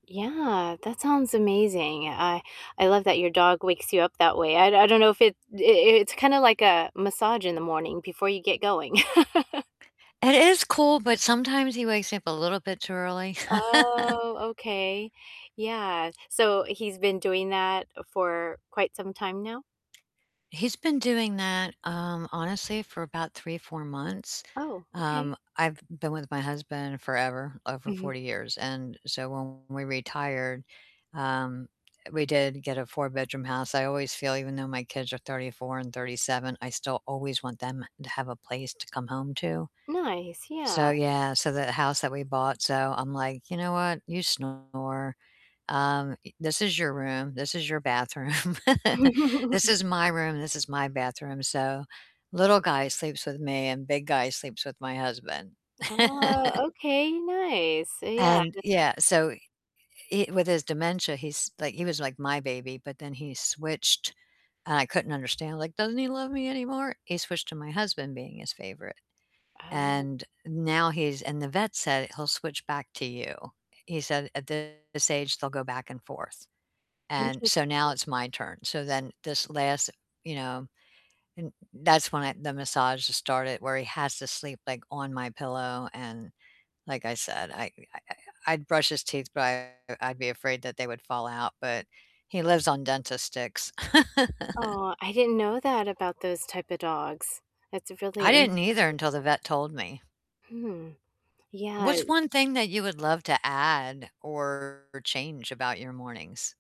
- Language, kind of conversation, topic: English, unstructured, What does your typical morning routine look like?
- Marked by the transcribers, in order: chuckle; drawn out: "Oh"; chuckle; tapping; distorted speech; giggle; laughing while speaking: "bathroom"; chuckle; other background noise; chuckle; static; chuckle